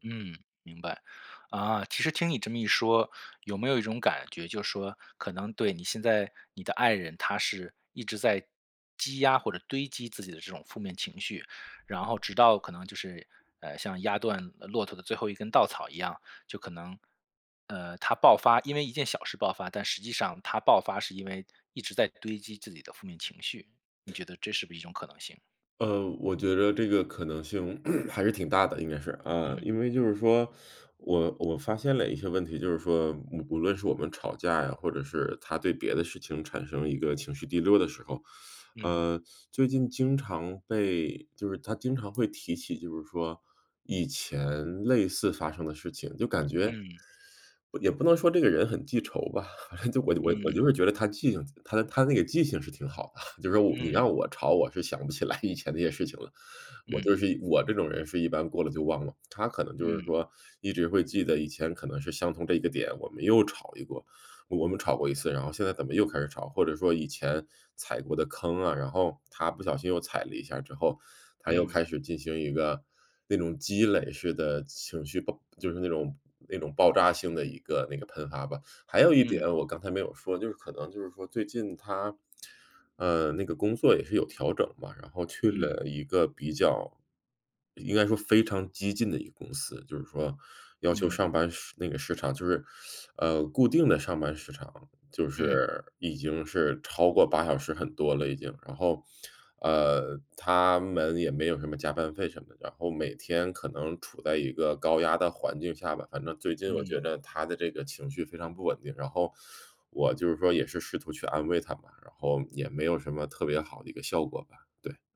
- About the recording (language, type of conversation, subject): Chinese, advice, 我该如何支持情绪低落的伴侣？
- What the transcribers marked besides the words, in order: other background noise; cough; teeth sucking; teeth sucking; tapping; chuckle; chuckle; laughing while speaking: "来"; teeth sucking; teeth sucking